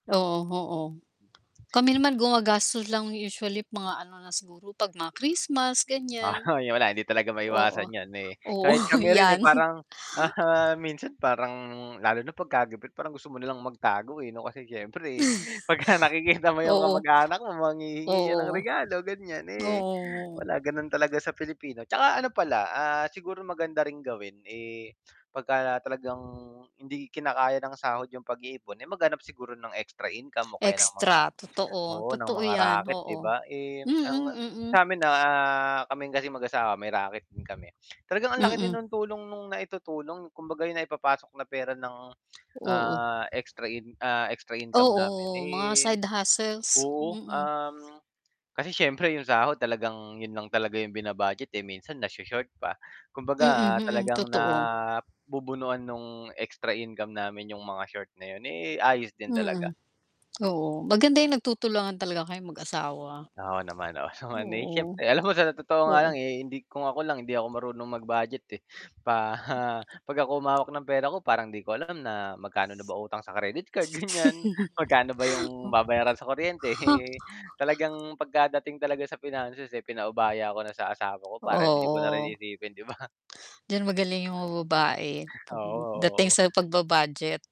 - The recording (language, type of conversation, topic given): Filipino, unstructured, Ano ang mga epekto ng kawalan ng nakalaang ipon para sa biglaang pangangailangan?
- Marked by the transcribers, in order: static; other background noise; laughing while speaking: "Oh"; laughing while speaking: "Oo, yan"; chuckle; chuckle; laughing while speaking: "pagka nakikita"; tapping; distorted speech; laughing while speaking: "Alam mo"; mechanical hum; chuckle; laughing while speaking: "ganyan"; laughing while speaking: "'di ba?"